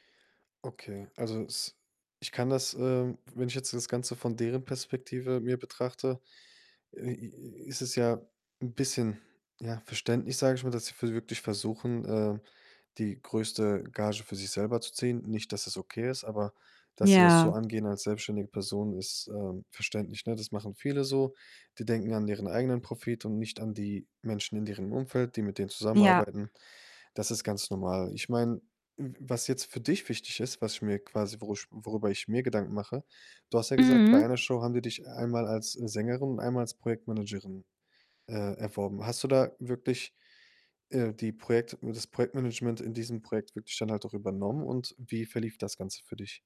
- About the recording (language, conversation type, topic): German, advice, Wie kann ich bei einer wichtigen Entscheidung Logik und Bauchgefühl sinnvoll miteinander abwägen?
- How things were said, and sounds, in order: other background noise; distorted speech; static